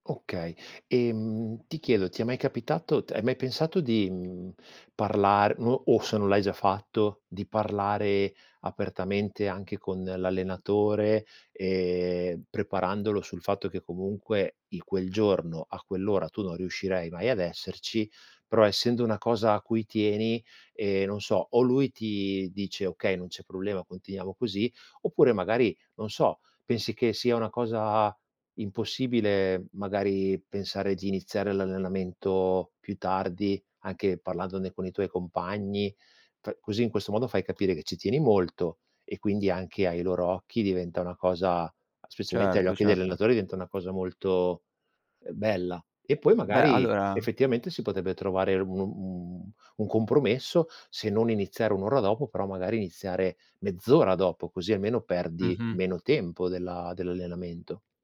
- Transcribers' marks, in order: "allora" said as "alloa"; "potrebbe" said as "potebbe"
- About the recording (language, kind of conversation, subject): Italian, advice, Come posso gestire il senso di colpa quando salto gli allenamenti per il lavoro o la famiglia?
- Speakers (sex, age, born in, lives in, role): male, 18-19, Italy, Italy, user; male, 45-49, Italy, Italy, advisor